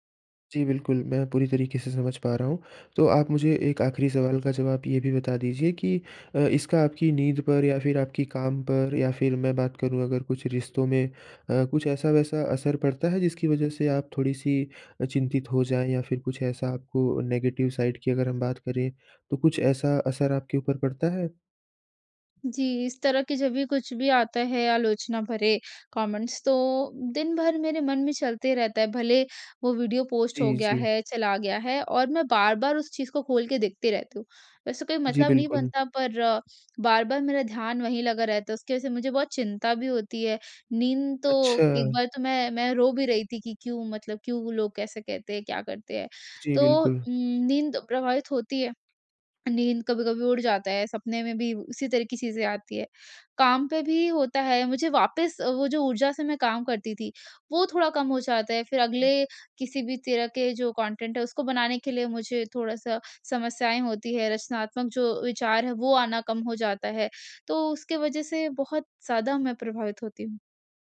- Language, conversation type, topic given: Hindi, advice, आप सोशल मीडिया पर अनजान लोगों की आलोचना से कैसे परेशान होते हैं?
- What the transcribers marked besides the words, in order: in English: "नेगेटिव साइड"; in English: "कॉन्टेंट"